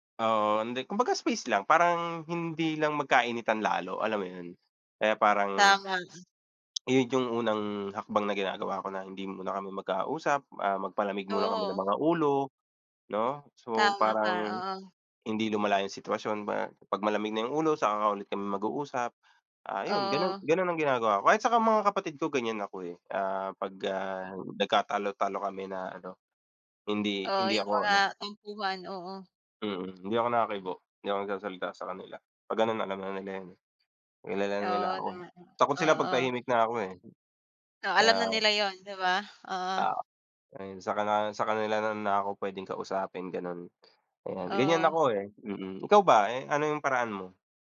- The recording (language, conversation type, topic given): Filipino, unstructured, Paano ninyo nilulutas ang mga hidwaan sa loob ng pamilya?
- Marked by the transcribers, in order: tapping; other background noise